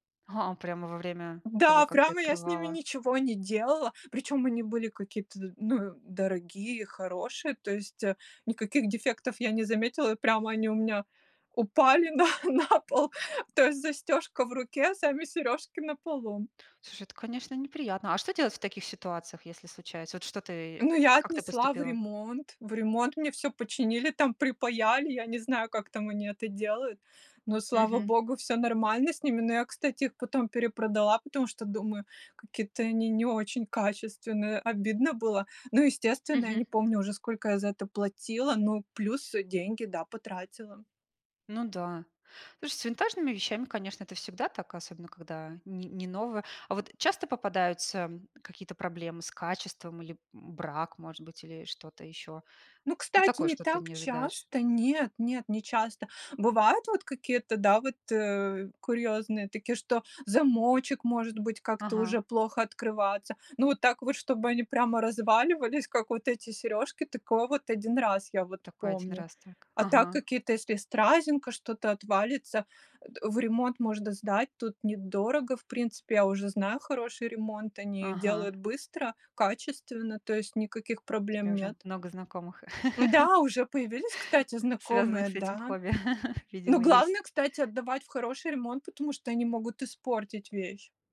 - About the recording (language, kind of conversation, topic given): Russian, podcast, Какое у вас любимое хобби и как и почему вы им увлеклись?
- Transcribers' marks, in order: laughing while speaking: "на на пол"; laugh; other background noise; laugh